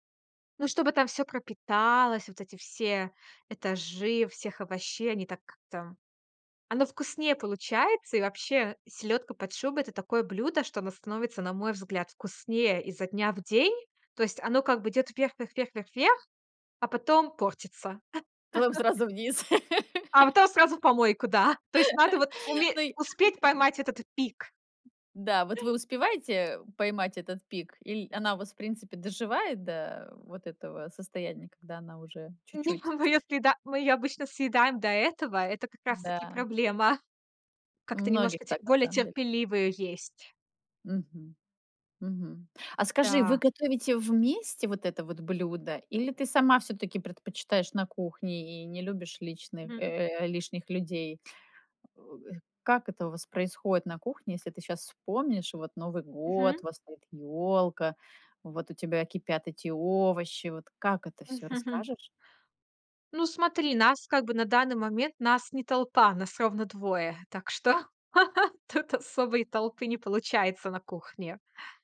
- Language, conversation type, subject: Russian, podcast, Какие традиционные блюда вы готовите на Новый год?
- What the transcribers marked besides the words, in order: drawn out: "пропиталось"; chuckle; laugh; tapping; inhale; unintelligible speech; drawn out: "год"; drawn out: "ёлка"; drawn out: "овощи?"; chuckle; laugh